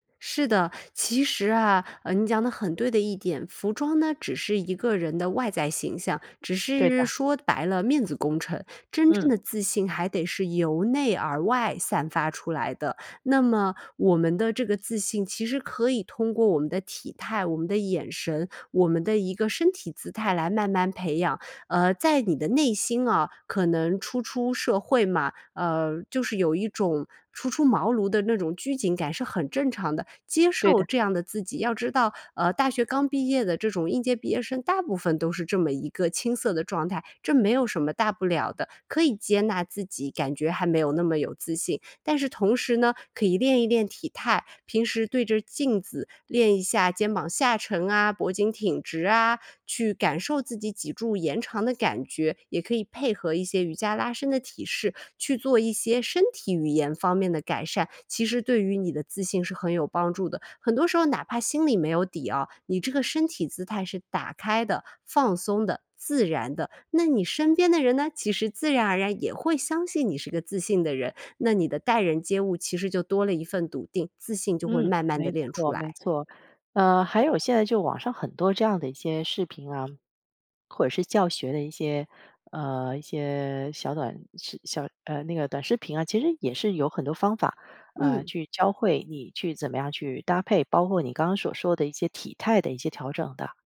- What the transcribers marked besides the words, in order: none
- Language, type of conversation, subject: Chinese, podcast, 你是否有过通过穿衣打扮提升自信的经历？